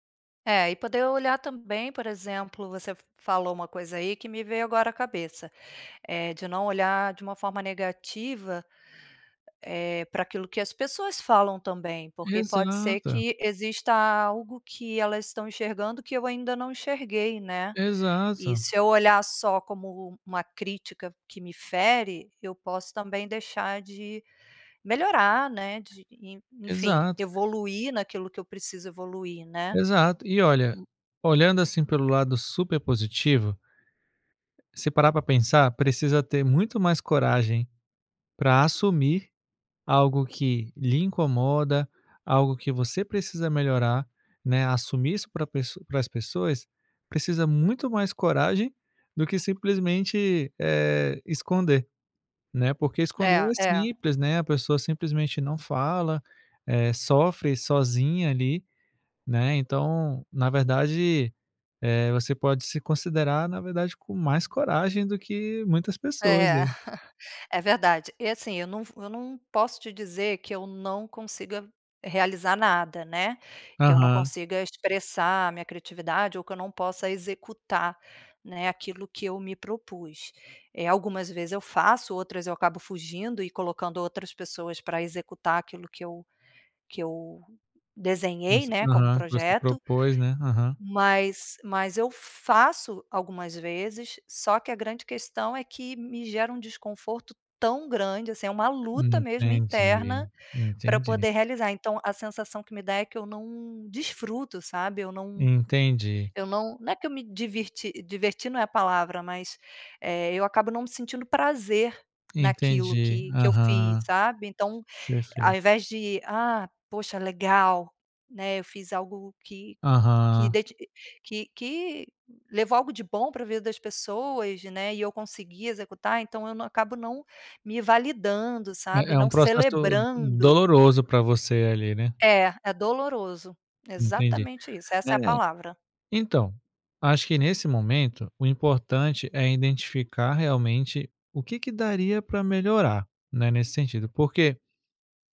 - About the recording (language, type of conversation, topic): Portuguese, advice, Como posso expressar minha criatividade sem medo de críticas?
- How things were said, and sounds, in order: tapping; other background noise; chuckle